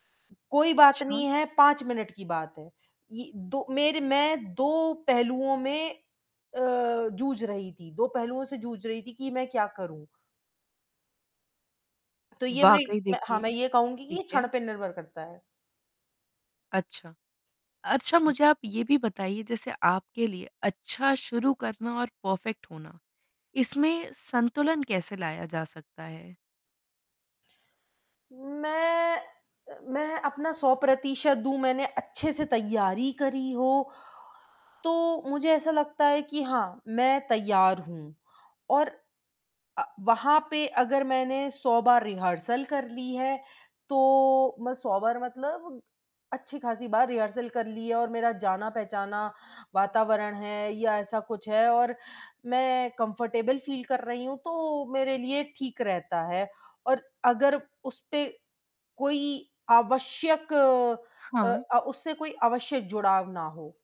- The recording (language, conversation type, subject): Hindi, advice, परफेक्शनिज़्म की वजह से आप कोई काम शुरू क्यों नहीं कर पा रहे हैं?
- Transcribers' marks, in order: static; distorted speech; tapping; in English: "परफेक्ट"; in English: "रिहर्सल"; in English: "रिहर्सल"; in English: "कंफर्टेबल फील"